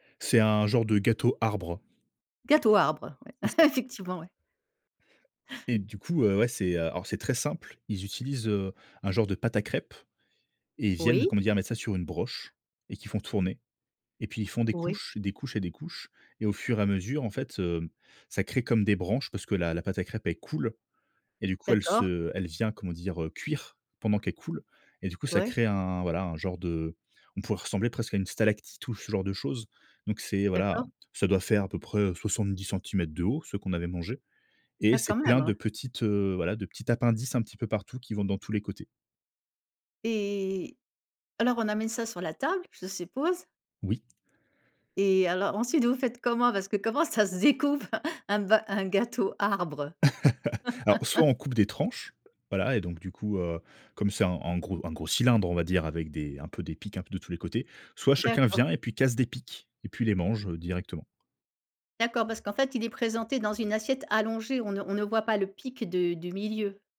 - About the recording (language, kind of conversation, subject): French, podcast, Quel plat découvert en voyage raconte une histoire selon toi ?
- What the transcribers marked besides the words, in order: chuckle; laughing while speaking: "effectivement"; other background noise; tapping; laughing while speaking: "decoupe un bas"; laugh